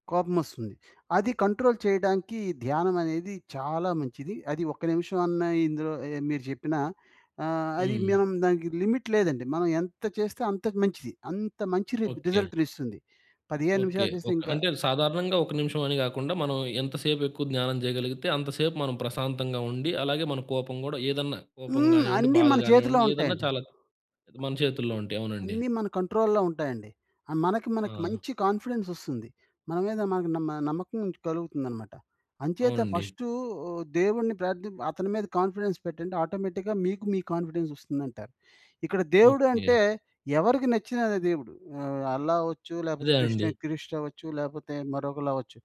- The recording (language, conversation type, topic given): Telugu, podcast, ఒక్క నిమిషం ధ్యానం చేయడం మీకు ఏ విధంగా సహాయపడుతుంది?
- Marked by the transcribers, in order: in English: "కంట్రోల్"; in English: "లిమిట్"; in English: "రిజ్ రిజల్ట్‌ని"; other background noise; in English: "కంట్రోల్‌లో"; in English: "కాన్ఫిడెన్స్"; in English: "ఆటోమేటిక్‌గా"; in English: "కాన్‌ఫి‌డెన్స్"; background speech